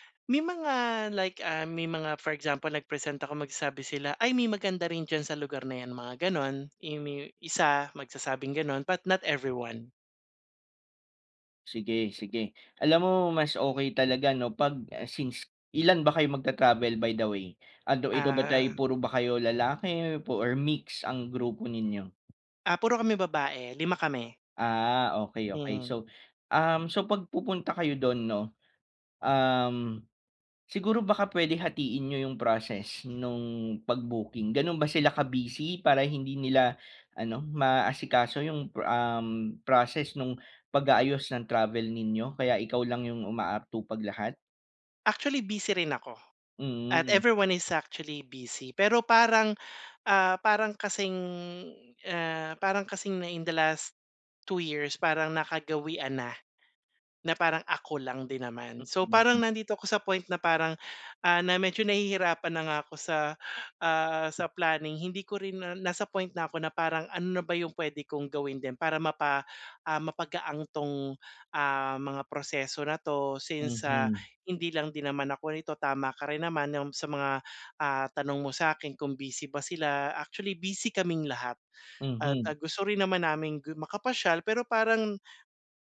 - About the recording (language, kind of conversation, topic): Filipino, advice, Paano ko mas mapapadali ang pagplano ng aking susunod na biyahe?
- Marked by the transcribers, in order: none